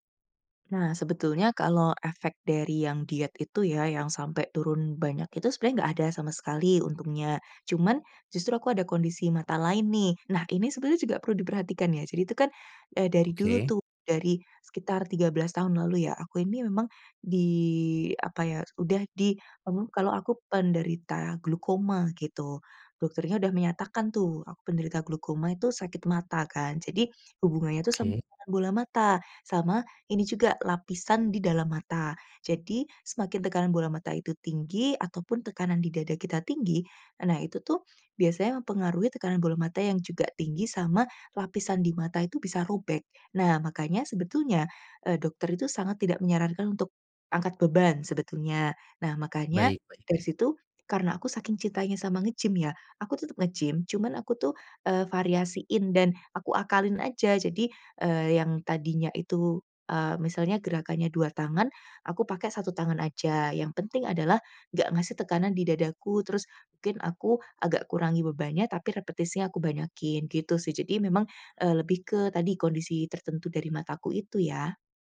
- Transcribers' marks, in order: unintelligible speech; "repetisinya" said as "repetisnya"
- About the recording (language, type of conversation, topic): Indonesian, advice, Bagaimana saya sebaiknya fokus dulu: menurunkan berat badan atau membentuk otot?